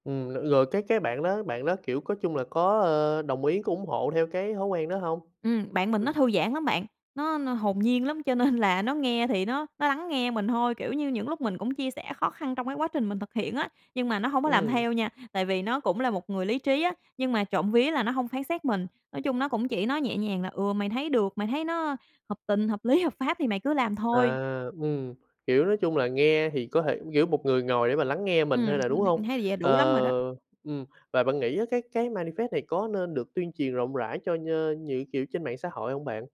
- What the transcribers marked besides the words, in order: tapping; laughing while speaking: "nên"; laughing while speaking: "lý, hợp"; in English: "manifest"
- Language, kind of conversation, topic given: Vietnamese, podcast, Một thói quen nhỏ nào đã thay đổi cuộc sống của bạn?